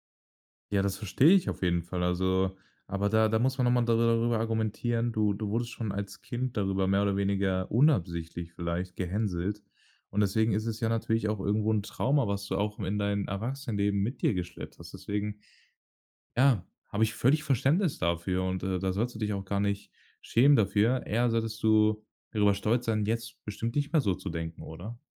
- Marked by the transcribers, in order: none
- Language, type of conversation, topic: German, podcast, Wie beeinflussen Filter dein Schönheitsbild?